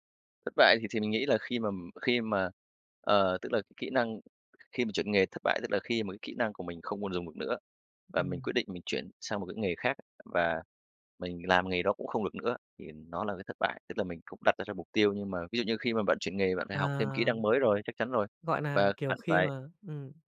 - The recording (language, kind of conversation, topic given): Vietnamese, podcast, Bạn nghĩ việc thay đổi nghề là dấu hiệu của thất bại hay là sự can đảm?
- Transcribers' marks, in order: other background noise; tapping